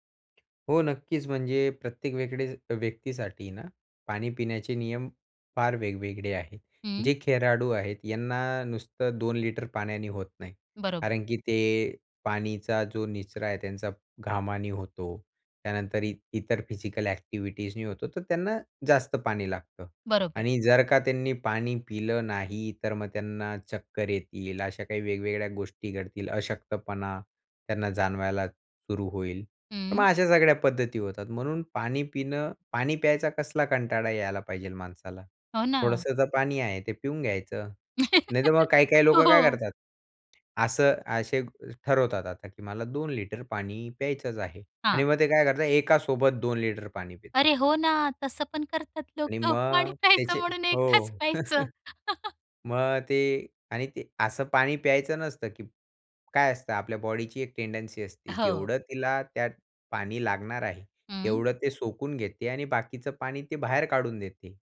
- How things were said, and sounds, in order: tapping; in English: "फिजिकल ॲक्टिव्हिटीजनी"; chuckle; laughing while speaking: "हो हो"; other background noise; surprised: "अरे, हो ना"; laughing while speaking: "लोकं पाणी प्यायचं म्हणून एकदाच प्यायचं"; chuckle; in English: "टेंडन्सी"
- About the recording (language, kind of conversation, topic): Marathi, podcast, पाणी पिण्याची सवय चांगली कशी ठेवायची?